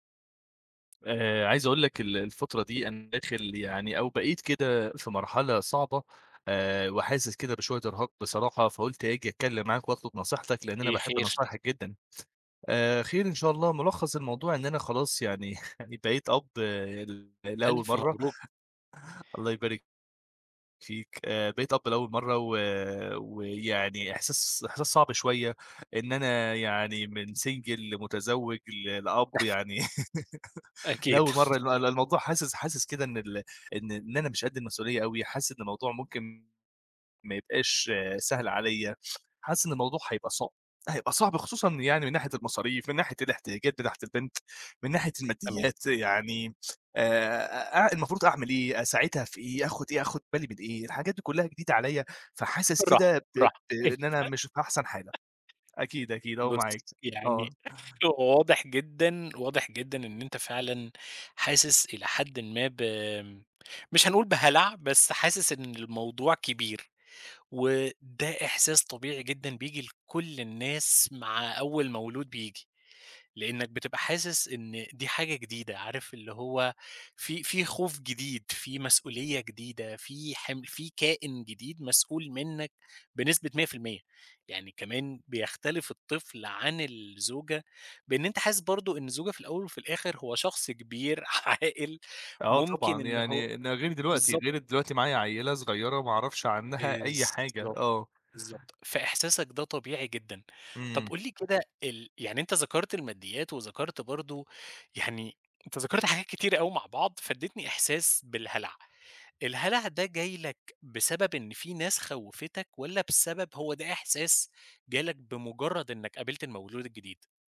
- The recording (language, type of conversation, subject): Arabic, advice, إزاي كانت تجربتك أول مرة تبقى أب/أم؟
- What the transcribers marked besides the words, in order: tapping; other noise; chuckle; in English: "single"; unintelligible speech; laugh; chuckle; laughing while speaking: "إهدى"; laugh; laughing while speaking: "عاقل"